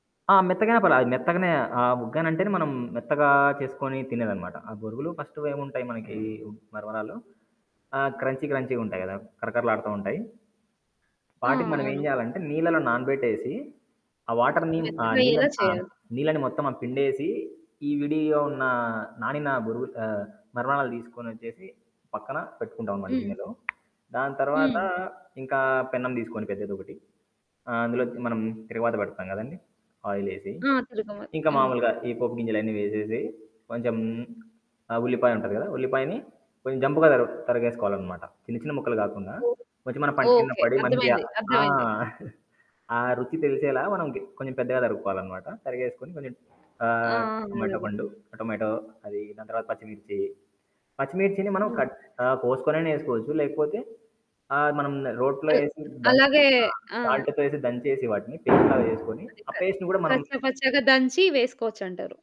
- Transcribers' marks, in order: static; in English: "ఫస్ట్"; other background noise; in English: "క్రంచీ"; in English: "వాటర్‌ని"; giggle; in English: "కట్"; in English: "సాల్ట్‌తో"; in English: "పేస్ట్"; in English: "పేస్ట్‌ని"; distorted speech
- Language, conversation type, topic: Telugu, podcast, స్థానిక తినుబండ్లు తిన్నాక మీరు ఆశ్చర్యపోయిన సందర్భం ఏదైనా ఉందా?
- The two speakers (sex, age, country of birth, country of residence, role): female, 30-34, India, India, host; male, 25-29, India, India, guest